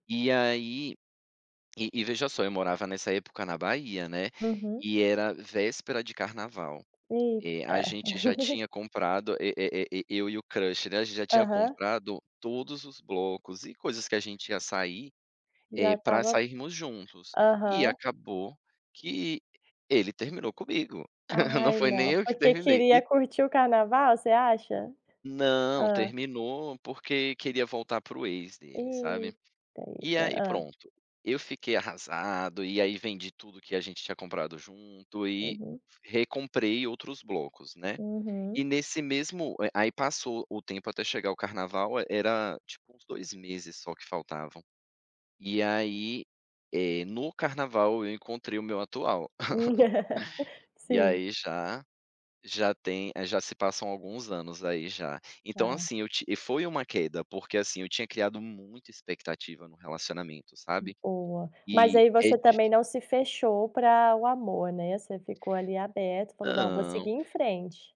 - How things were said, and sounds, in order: laugh; chuckle; laugh; other background noise; unintelligible speech
- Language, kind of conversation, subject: Portuguese, podcast, O que te motiva a tentar de novo depois de cair?